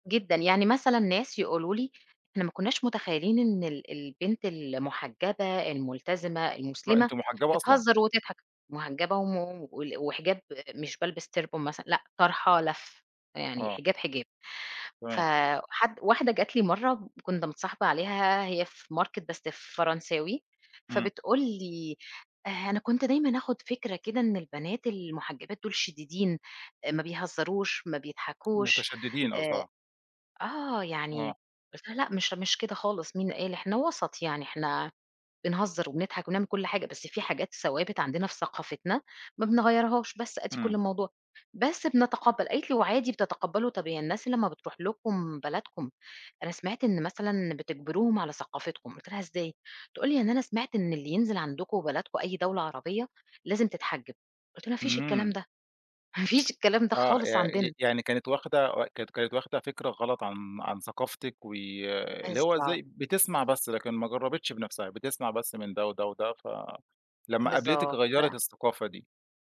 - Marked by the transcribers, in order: tapping; in English: "تربون"; in English: "ماركت"; chuckle
- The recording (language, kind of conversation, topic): Arabic, podcast, إزاي ثقافتك بتأثر على شغلك؟